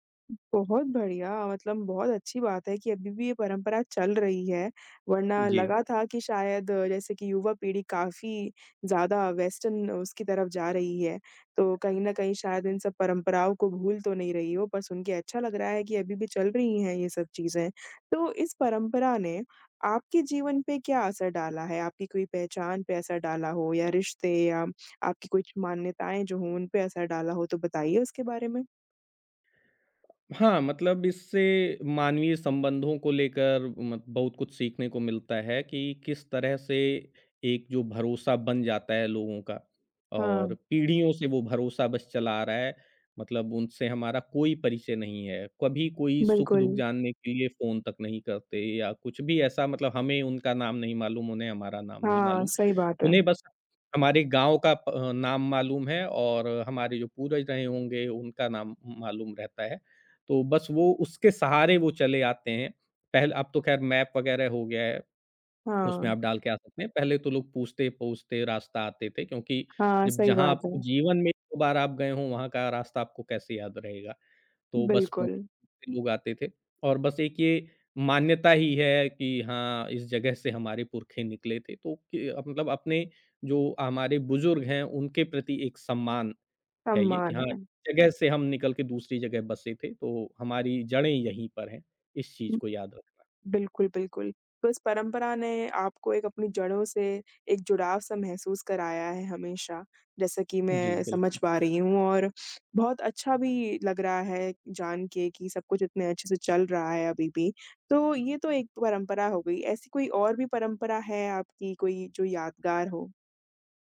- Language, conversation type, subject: Hindi, podcast, आपके परिवार की सबसे यादगार परंपरा कौन-सी है?
- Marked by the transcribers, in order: in English: "वेस्टन"; other background noise; tapping